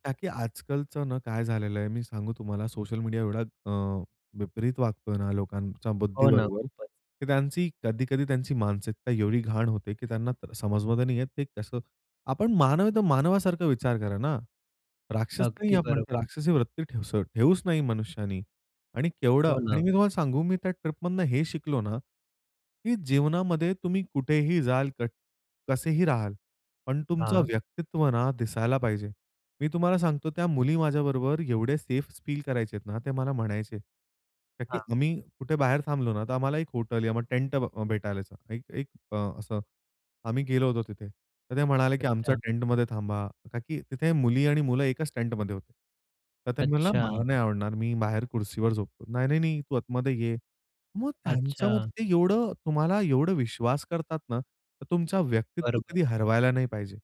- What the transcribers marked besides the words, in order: tapping; other background noise
- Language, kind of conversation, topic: Marathi, podcast, गेल्या प्रवासातली सर्वात मजेशीर घटना कोणती होती?